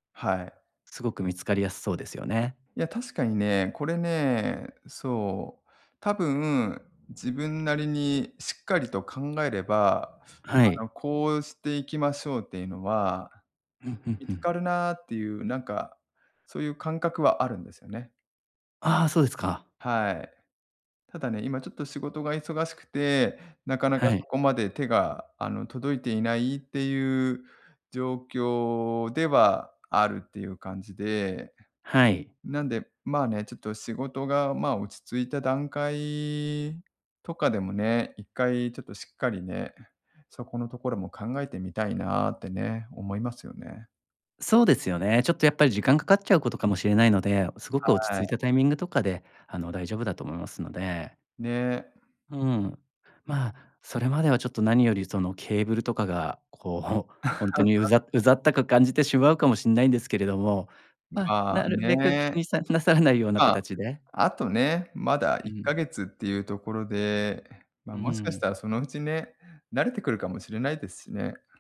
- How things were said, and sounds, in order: tapping; chuckle
- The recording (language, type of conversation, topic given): Japanese, advice, 価値観の変化で今の生活が自分に合わないと感じるのはなぜですか？